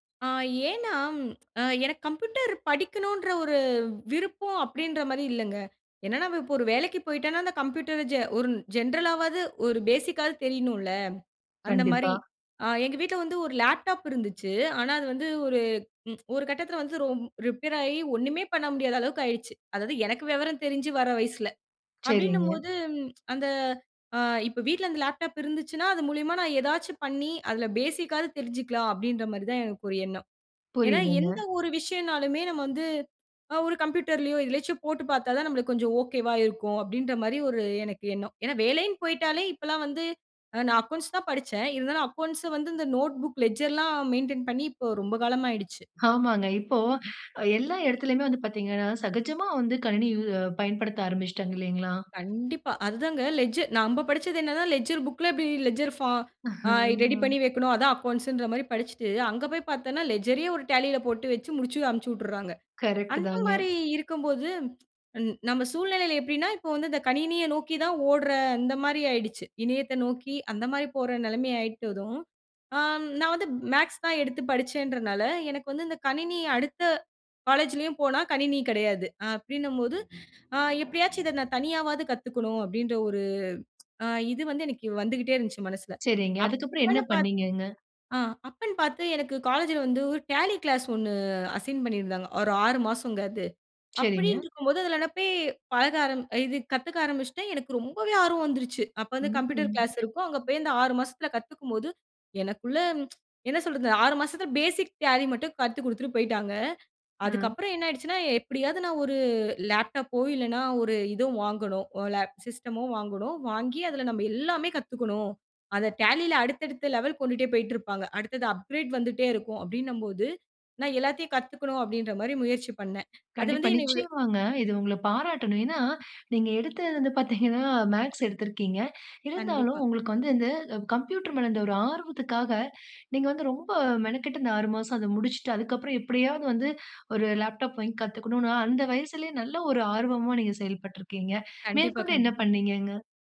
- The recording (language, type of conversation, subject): Tamil, podcast, இணையக் கற்றல் உங்கள் பயணத்தை எப்படி மாற்றியது?
- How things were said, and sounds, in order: other background noise; in English: "ஜென்ரலாவது"; in English: "பேசிக்காது"; in English: "பேசிக்காது"; in English: "மெயின்டென்"; chuckle; in English: "சிஸ்ட்டமோ"; in English: "அப்கிரேட்"